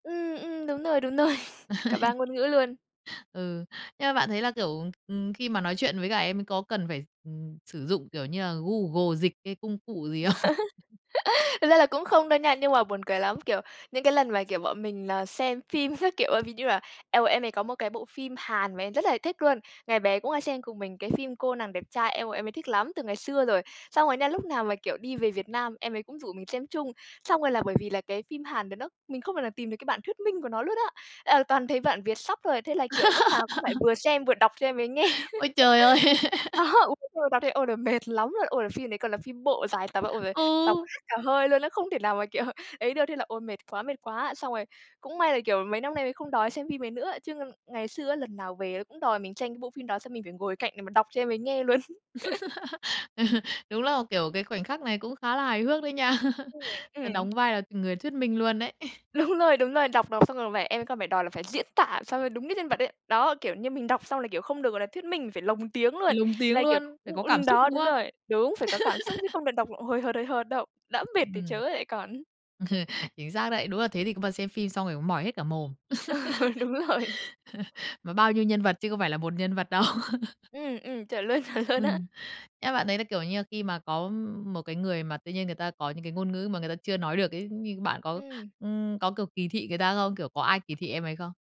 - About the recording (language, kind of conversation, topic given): Vietnamese, podcast, Bạn có câu chuyện nào về việc dùng hai ngôn ngữ trong gia đình không?
- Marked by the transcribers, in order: laughing while speaking: "rồi"; laugh; tapping; laugh; laugh; laughing while speaking: "không?"; laugh; laughing while speaking: "phim"; other background noise; in English: "vietsub"; laugh; laughing while speaking: "nghe. Đó"; laugh; laughing while speaking: "kiểu"; laugh; laughing while speaking: "Ờ"; laugh; laughing while speaking: "nha"; laugh; unintelligible speech; laugh; laughing while speaking: "Đúng"; laugh; laugh; horn; laughing while speaking: "Ừ, đúng"; laugh; laughing while speaking: "đâu"; laugh; laughing while speaking: "chuẩn luôn"